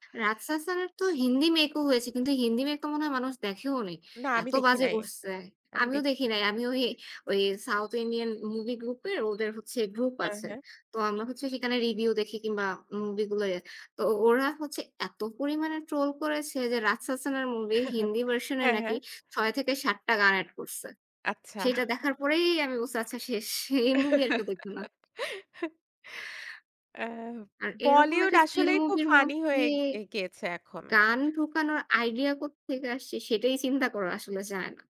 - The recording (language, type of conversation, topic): Bengali, unstructured, আপনি সবচেয়ে বেশি কোন ধরনের সিনেমা দেখতে পছন্দ করেন?
- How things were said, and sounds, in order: whistle; in English: "South Indian movie group"; unintelligible speech; other background noise; in English: "troll"; chuckle; laughing while speaking: "হ্যাঁ, হ্যাঁ"; in English: "version"; in English: "add"; chuckle; tapping; laughing while speaking: "এই movie"